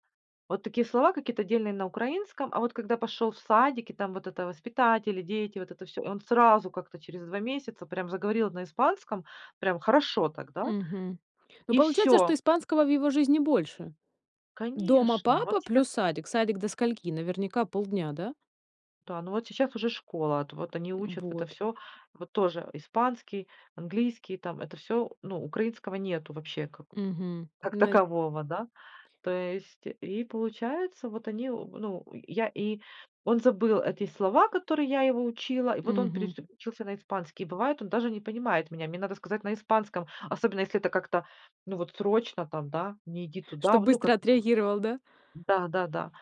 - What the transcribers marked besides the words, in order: none
- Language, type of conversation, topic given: Russian, podcast, Как язык, на котором говорят дома, влияет на ваше самоощущение?